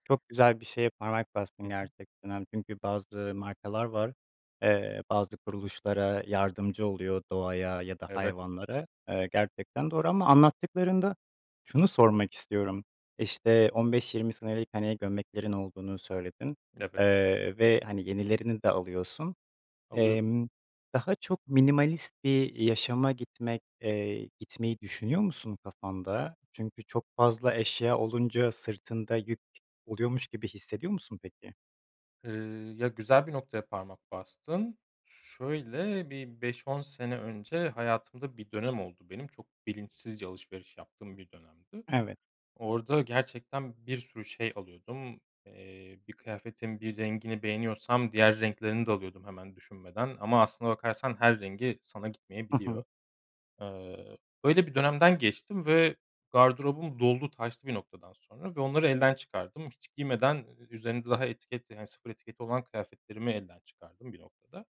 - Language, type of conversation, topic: Turkish, podcast, Giyinirken rahatlığı mı yoksa şıklığı mı önceliklendirirsin?
- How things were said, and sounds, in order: none